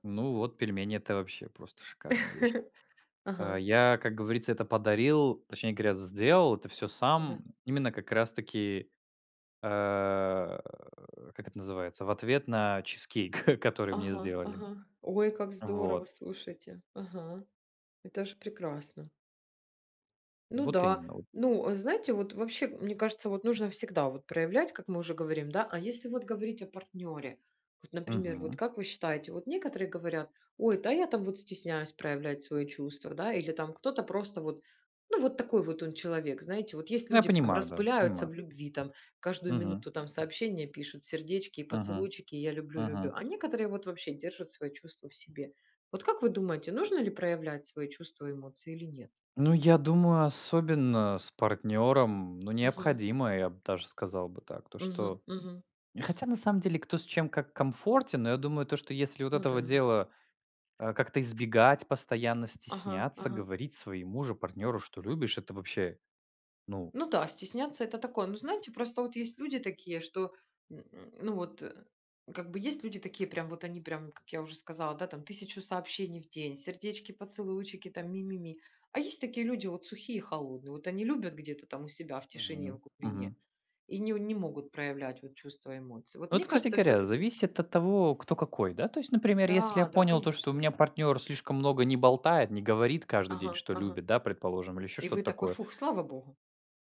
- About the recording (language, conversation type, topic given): Russian, unstructured, Как выражать любовь словами и действиями?
- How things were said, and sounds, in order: laugh; other background noise; grunt; chuckle; grunt